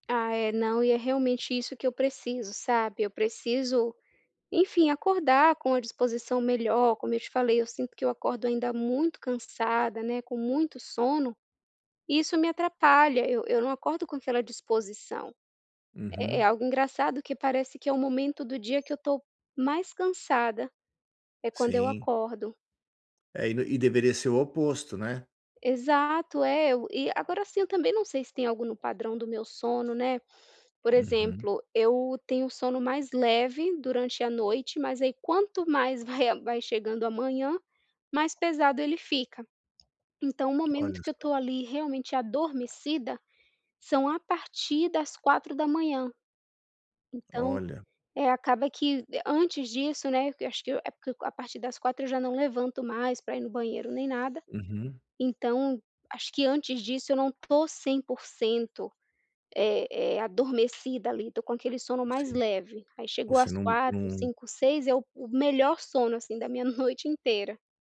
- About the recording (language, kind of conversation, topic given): Portuguese, advice, Como posso me sentir mais disposto ao acordar todas as manhãs?
- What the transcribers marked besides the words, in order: none